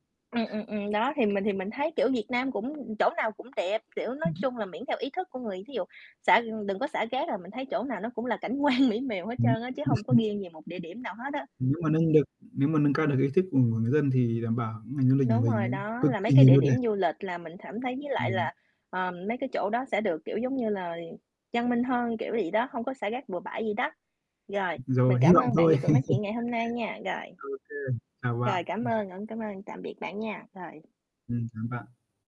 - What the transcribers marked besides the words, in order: tapping; other background noise; distorted speech; laughing while speaking: "quan"; unintelligible speech; unintelligible speech; static; unintelligible speech; laugh
- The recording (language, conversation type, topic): Vietnamese, unstructured, Bạn thích đi du lịch ở đâu nhất?